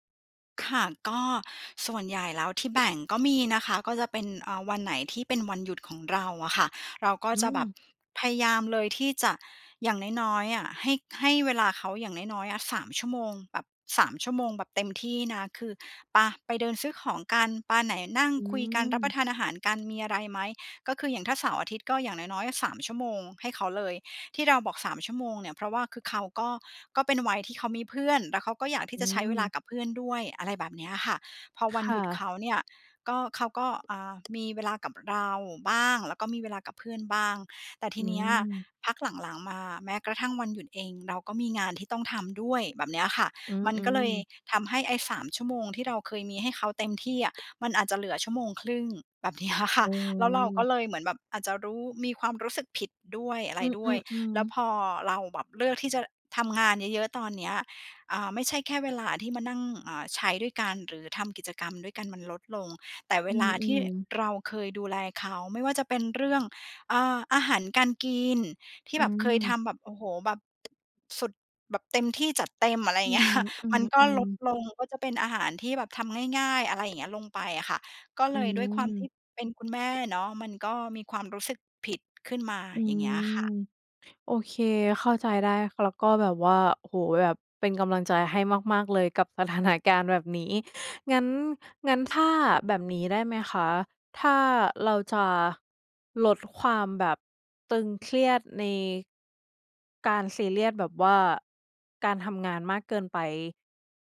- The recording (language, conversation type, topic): Thai, advice, คุณรู้สึกผิดอย่างไรเมื่อจำเป็นต้องเลือกงานมาก่อนครอบครัว?
- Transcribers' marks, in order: tapping; laughing while speaking: "แบบเนี้ยอะค่ะ"; laughing while speaking: "เงี้ย"